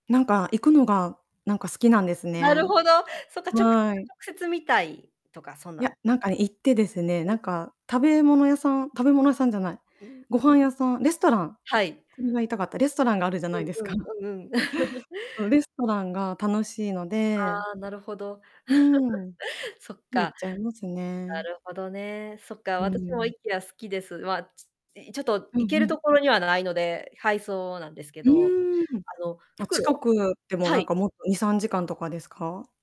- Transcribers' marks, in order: laugh; laugh
- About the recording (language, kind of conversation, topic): Japanese, unstructured, 日常生活の中で、使って驚いた便利な道具はありますか？